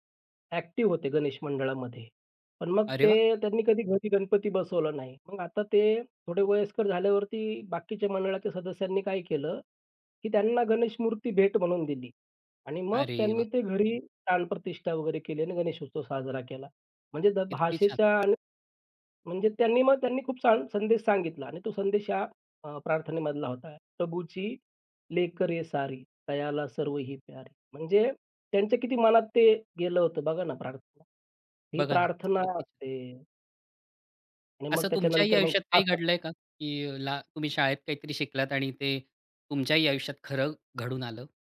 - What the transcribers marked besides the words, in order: tapping; other background noise; unintelligible speech
- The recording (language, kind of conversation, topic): Marathi, podcast, शाळेत शिकलेलं आजच्या आयुष्यात कसं उपयोगी पडतं?